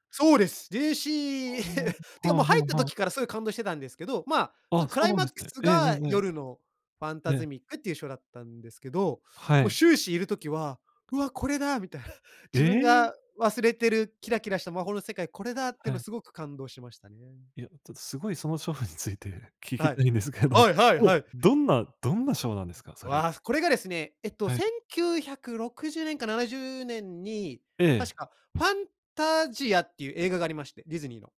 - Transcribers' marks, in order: laugh; tapping; chuckle; laughing while speaking: "ついて聞きたいんですけど"
- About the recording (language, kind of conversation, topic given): Japanese, podcast, 好きなキャラクターの魅力を教えてくれますか？